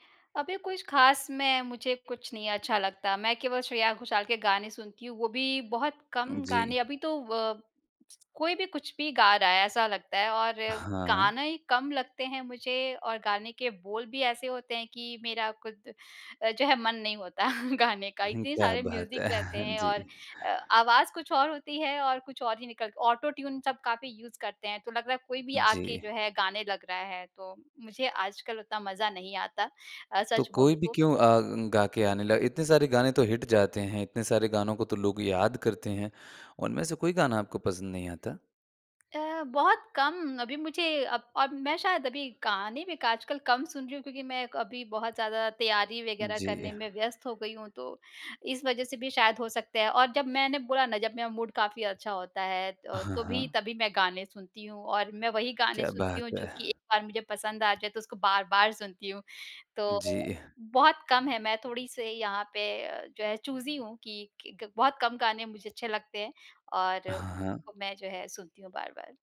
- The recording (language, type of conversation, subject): Hindi, podcast, तुम्हें कौन सा गाना बचपन की याद दिलाता है?
- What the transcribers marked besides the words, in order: chuckle; in English: "म्यूज़िक"; chuckle; in English: "यूज़"; in English: "हिट"; in English: "मूड"; in English: "चूज़ी"